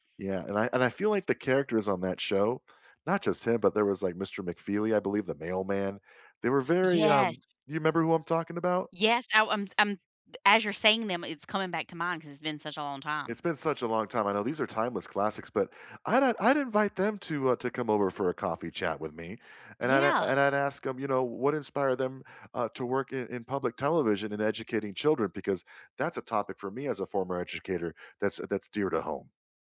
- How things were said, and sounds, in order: none
- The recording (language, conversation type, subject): English, unstructured, Which characters would you grab coffee with, and why?
- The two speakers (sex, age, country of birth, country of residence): female, 45-49, United States, United States; male, 45-49, United States, United States